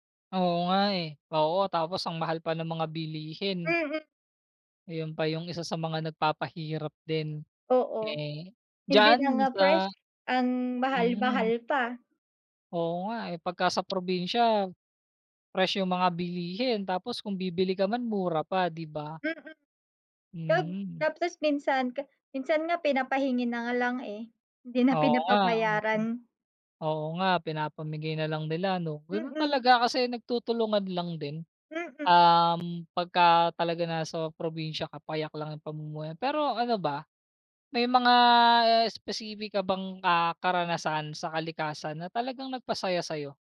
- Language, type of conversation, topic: Filipino, unstructured, Bakit sa tingin mo mas masaya ang buhay kapag malapit ka sa kalikasan?
- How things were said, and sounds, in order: none